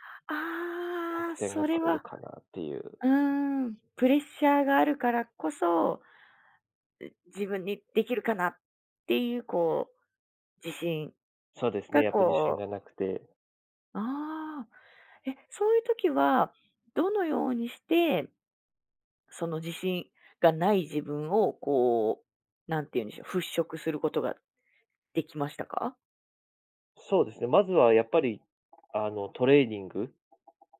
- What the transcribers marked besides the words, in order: other background noise
- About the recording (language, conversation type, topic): Japanese, podcast, 自信がないとき、具体的にどんな対策をしていますか?